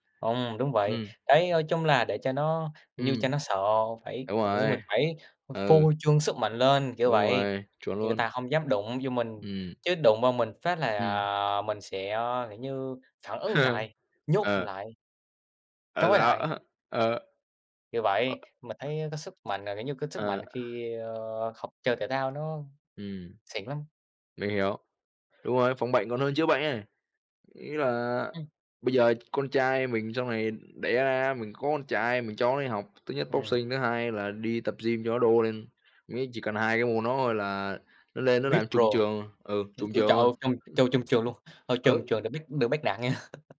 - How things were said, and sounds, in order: tapping; other background noise; laugh; laugh; other noise; in English: "Vip pro"; unintelligible speech; laugh
- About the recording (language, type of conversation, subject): Vietnamese, unstructured, Bạn có kỷ niệm vui nào khi chơi thể thao không?